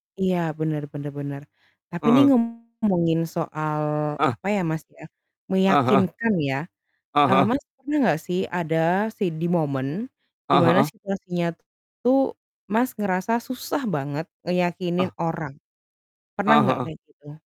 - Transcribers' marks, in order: distorted speech
- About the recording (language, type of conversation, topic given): Indonesian, unstructured, Bagaimana kamu bisa meyakinkan orang lain tanpa terlihat memaksa?
- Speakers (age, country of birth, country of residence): 25-29, Indonesia, Indonesia; 40-44, Indonesia, Indonesia